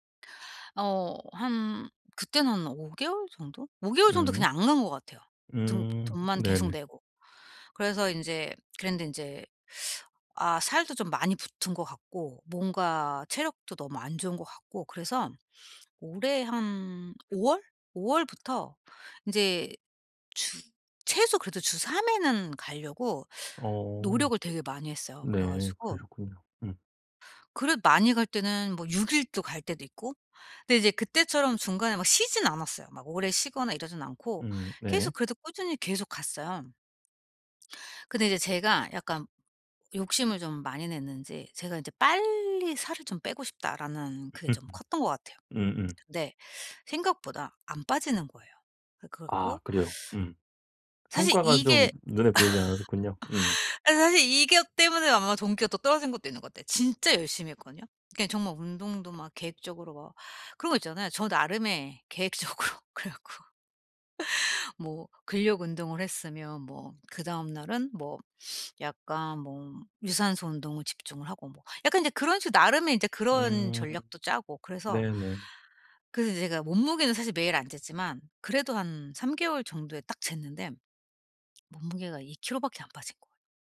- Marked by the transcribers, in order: other background noise; tapping; laugh; laugh; laughing while speaking: "계획적으로. 그래 갖고"
- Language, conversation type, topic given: Korean, advice, 동기부여가 떨어질 때도 운동을 꾸준히 이어가기 위한 전략은 무엇인가요?